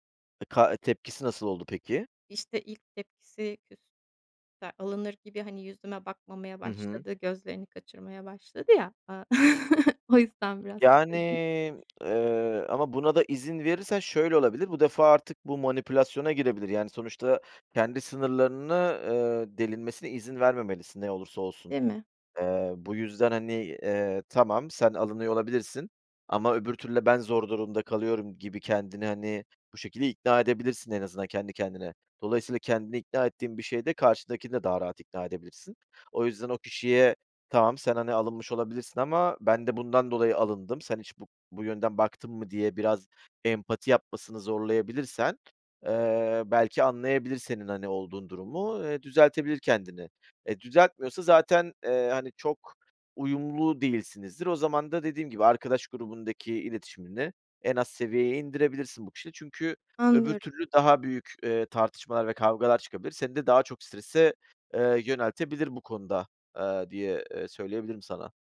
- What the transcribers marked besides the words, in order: chuckle; tapping
- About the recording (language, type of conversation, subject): Turkish, advice, Aile ve arkadaş beklentileri yüzünden hayır diyememek